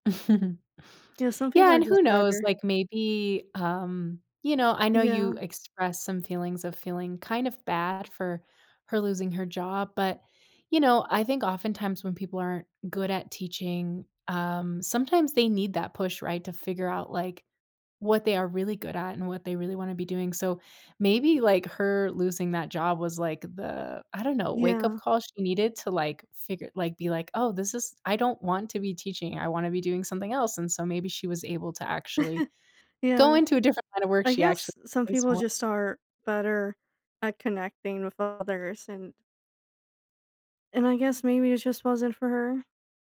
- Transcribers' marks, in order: chuckle; chuckle
- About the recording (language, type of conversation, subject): English, advice, How can I build confidence to stand up for my values more often?
- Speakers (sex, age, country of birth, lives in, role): female, 25-29, United States, United States, advisor; female, 25-29, United States, United States, user